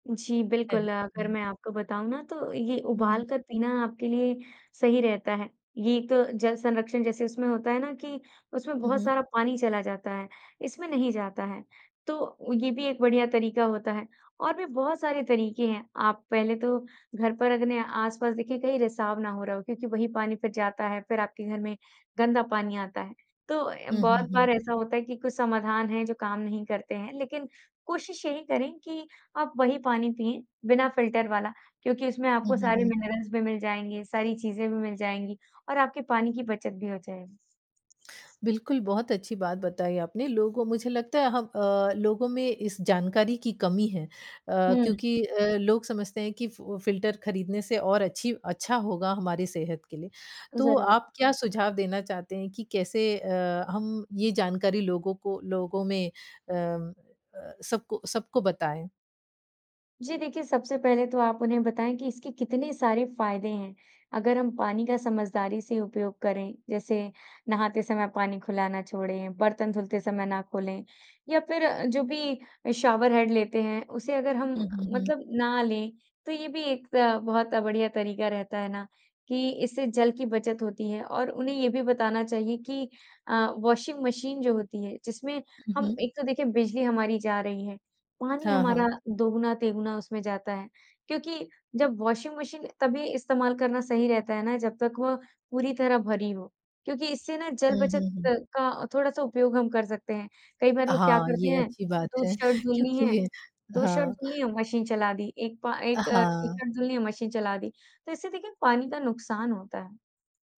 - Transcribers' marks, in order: unintelligible speech; in English: "फ़िल्टर"; in English: "मिनरल्स"; in English: "फ़िल्टर"; in English: "शॉवर हेड"; in English: "वॉशिंग मशीन"; in English: "वॉशिंग मशीन"
- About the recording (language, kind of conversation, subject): Hindi, podcast, जल संरक्षण करने और रोज़मर्रा में पानी बचाने के आसान तरीके क्या हैं?